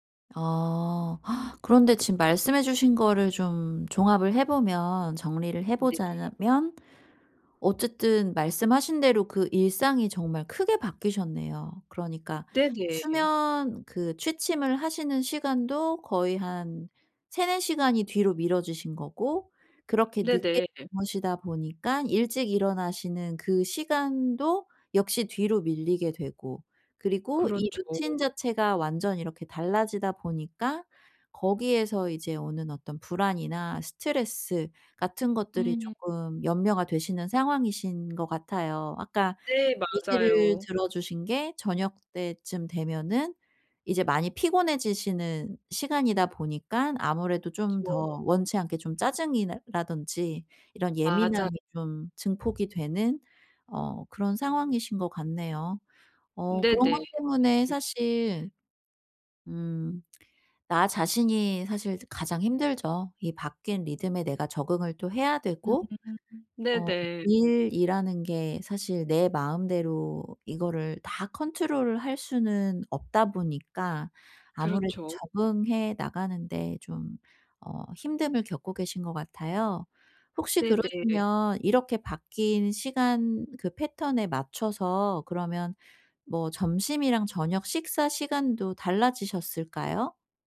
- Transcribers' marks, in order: other background noise; "난다든지" said as "날라든지"
- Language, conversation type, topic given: Korean, advice, 저녁에 마음을 가라앉히는 일상을 어떻게 만들 수 있을까요?